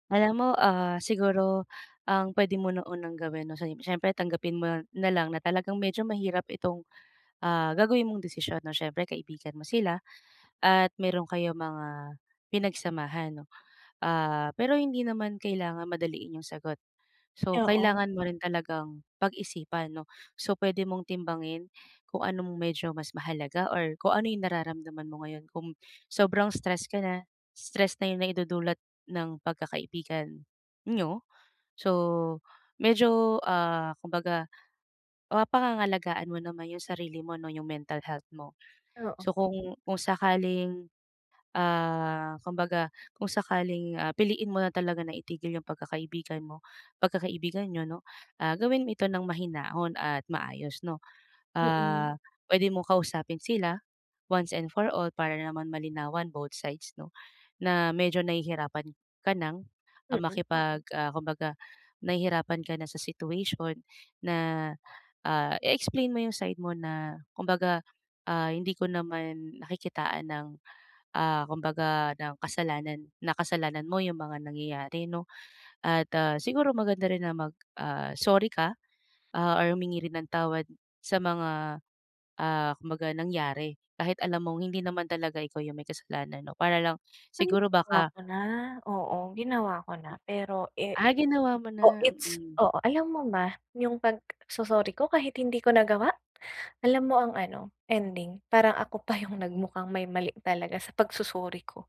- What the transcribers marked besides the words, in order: wind
- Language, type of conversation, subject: Filipino, advice, Paano ko pipiliin ang tamang gagawin kapag nahaharap ako sa isang mahirap na pasiya?